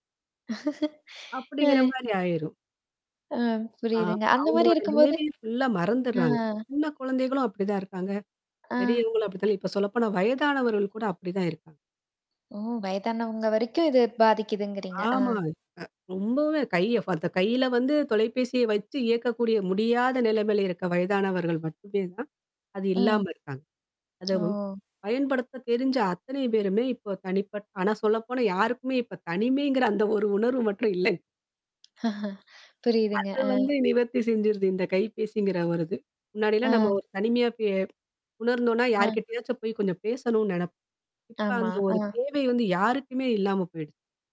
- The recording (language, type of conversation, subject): Tamil, podcast, தொலைபேசி பயன்பாடும் சமூக ஊடகங்களும் உங்களை எப்படி மாற்றின?
- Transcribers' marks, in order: laughing while speaking: "அ"; static; in English: "ஃபுல்லா"; distorted speech; other noise; laughing while speaking: "அந்த ஒரு உணர்வு மட்டும் இல்லங்"; tapping; laughing while speaking: "புரியுதுங்க. அ"; other background noise; unintelligible speech